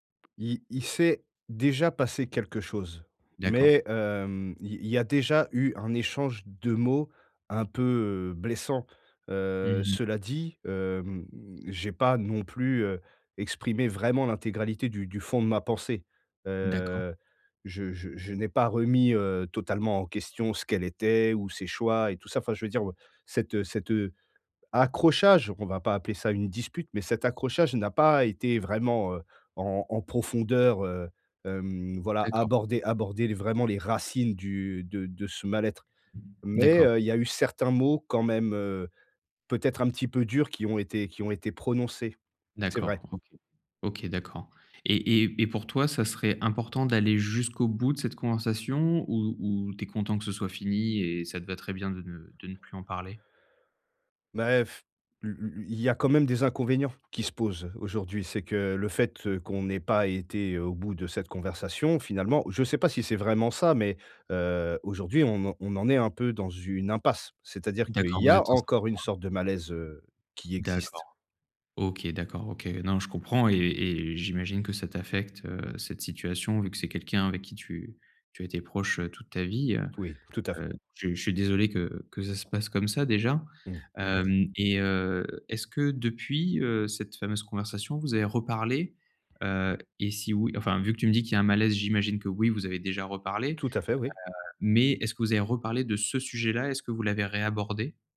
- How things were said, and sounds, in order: tapping; stressed: "déjà"; stressed: "accrochage"; blowing; stressed: "impasse"; unintelligible speech; other background noise
- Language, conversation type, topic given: French, advice, Comment puis-je exprimer une critique sans blesser mon interlocuteur ?